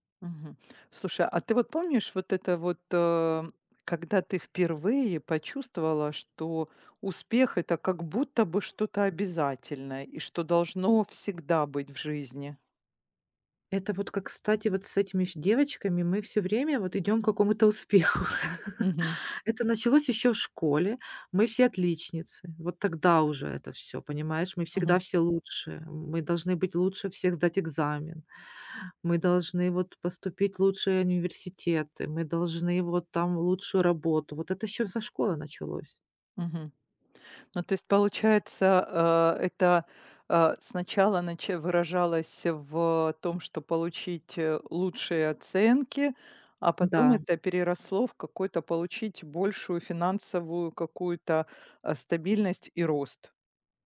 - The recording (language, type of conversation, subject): Russian, advice, Как вы переживаете ожидание, что должны всегда быть успешным и финансово обеспеченным?
- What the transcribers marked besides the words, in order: laughing while speaking: "успеху"; laugh